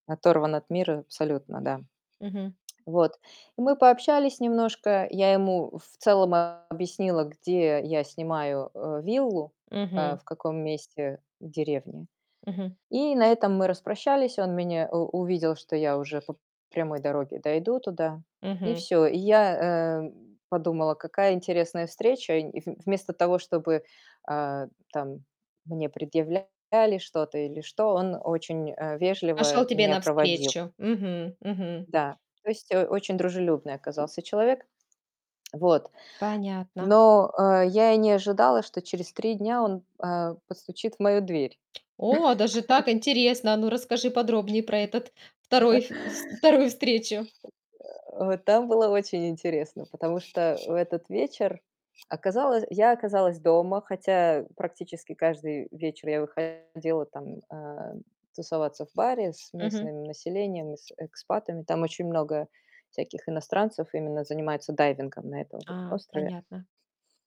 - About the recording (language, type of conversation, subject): Russian, podcast, Какое знакомство с местными запомнилось вам навсегда?
- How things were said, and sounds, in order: other background noise; distorted speech; tapping; laugh; other noise; laugh; laughing while speaking: "вторую"; grunt